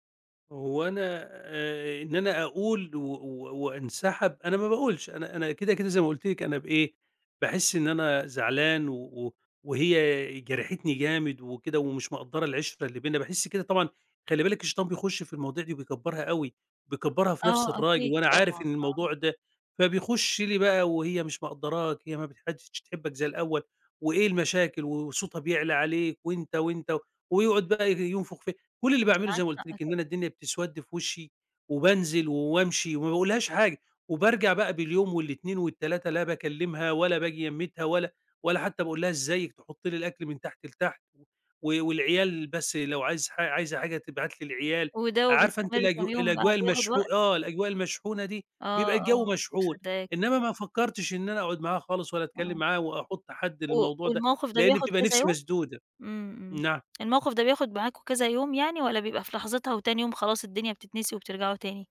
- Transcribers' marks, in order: other background noise
- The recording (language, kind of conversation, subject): Arabic, advice, ازاي أتعامل مع الخناقات اللي بتتكرر بيني وبين شريكي؟